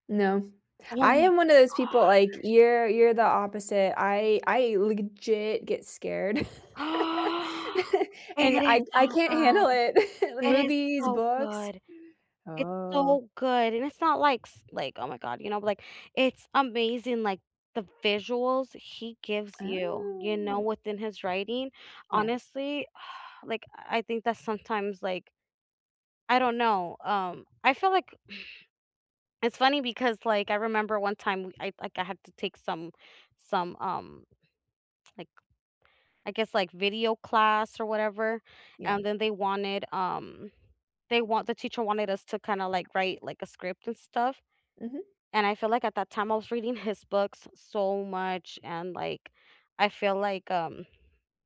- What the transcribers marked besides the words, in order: gasp; chuckle; chuckle; drawn out: "Oh"; exhale; throat clearing
- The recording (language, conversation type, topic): English, unstructured, What types of books do you enjoy most, and why?